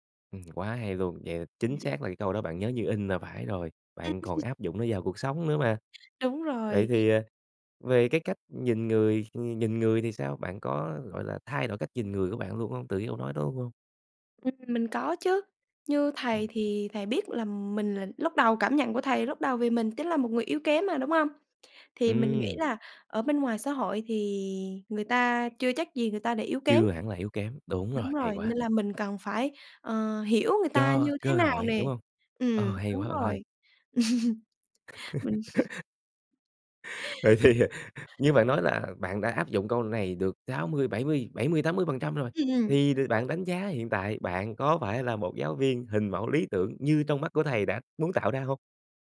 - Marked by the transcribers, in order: chuckle; other background noise; laugh; chuckle; laughing while speaking: "Vậy thì, ờ"
- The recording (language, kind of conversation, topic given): Vietnamese, podcast, Bạn có kỷ niệm nào với thầy cô khiến bạn thay đổi không?